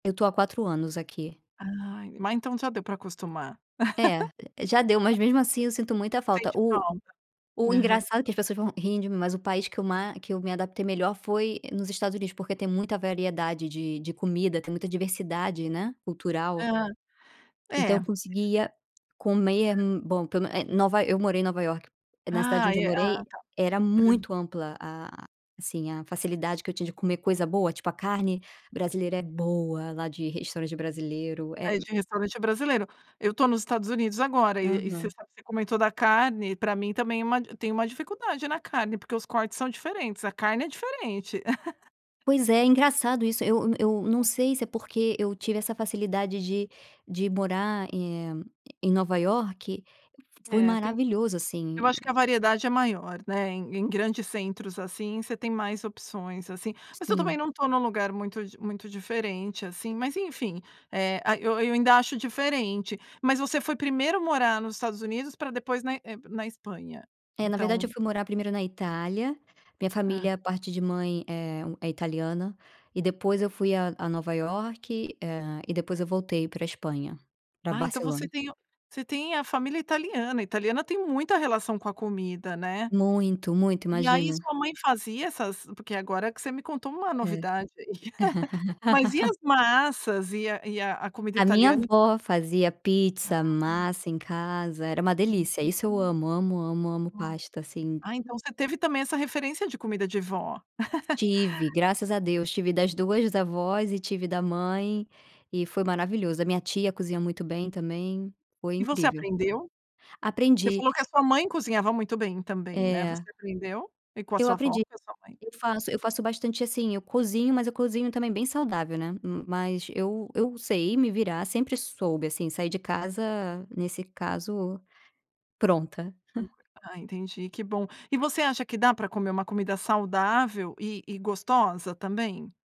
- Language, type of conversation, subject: Portuguese, podcast, Como eram as refeições em família na sua infância?
- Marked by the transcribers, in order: laugh; laugh; unintelligible speech; tapping; other background noise; laugh; chuckle; unintelligible speech; other noise; laugh; unintelligible speech